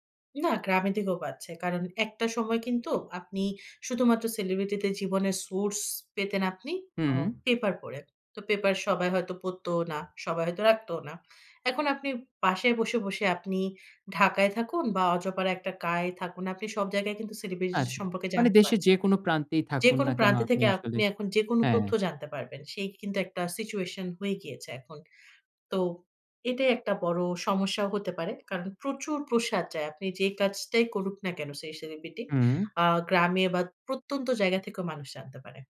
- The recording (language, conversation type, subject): Bengali, podcast, আপনি কি মনে করেন সেলিব্রিটি সংস্কৃতি সমাজে কী প্রভাব ফেলে, এবং কেন বা কীভাবে?
- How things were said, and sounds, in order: in English: "source"; in English: "situation"